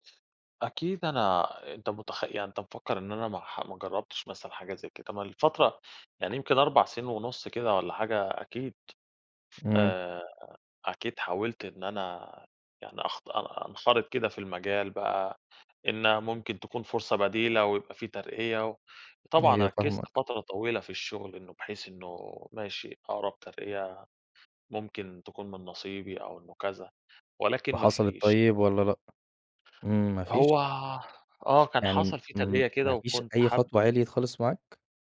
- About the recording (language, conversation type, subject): Arabic, advice, إزاي أقدر أتعامل مع إني مكمل في شغل مُرهِق عشان خايف أغيّره؟
- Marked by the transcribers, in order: tapping